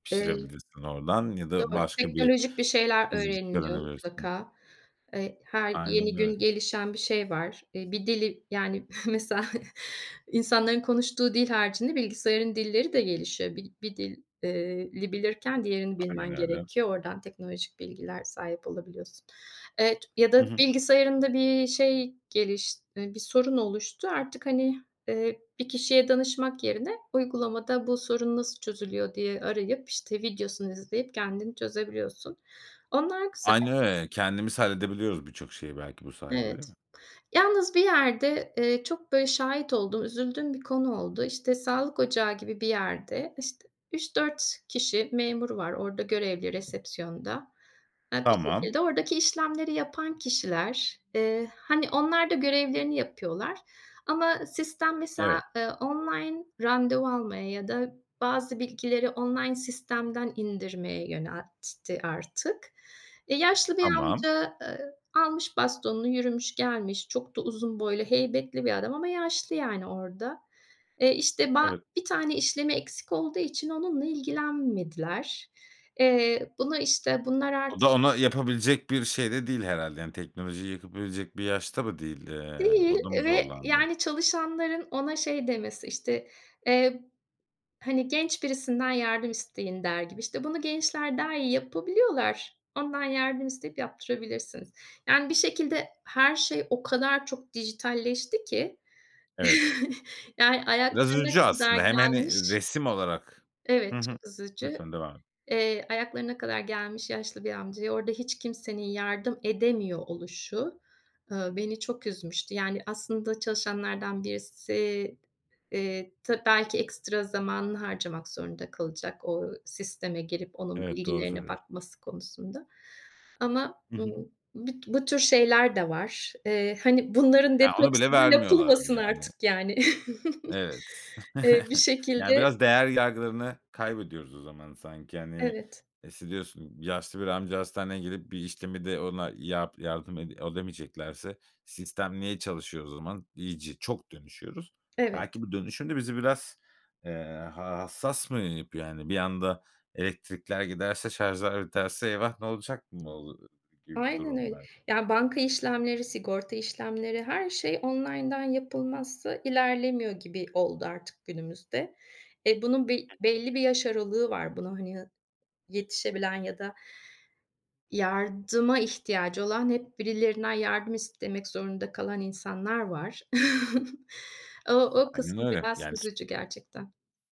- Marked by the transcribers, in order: other background noise; unintelligible speech; chuckle; tapping; "yapabilecek" said as "yakapilecek"; chuckle; chuckle; chuckle
- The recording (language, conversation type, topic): Turkish, podcast, Dijital detoksu hayatında nasıl uyguluyorsun?